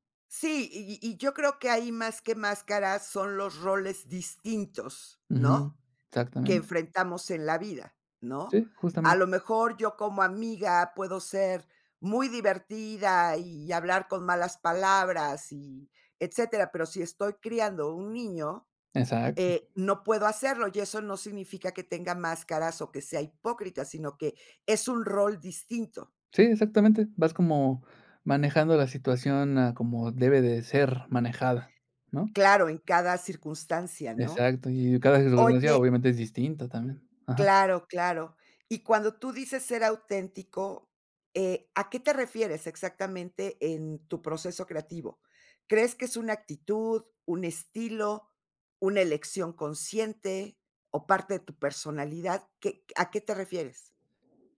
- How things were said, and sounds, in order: none
- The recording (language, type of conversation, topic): Spanish, podcast, ¿Qué significa para ti ser auténtico al crear?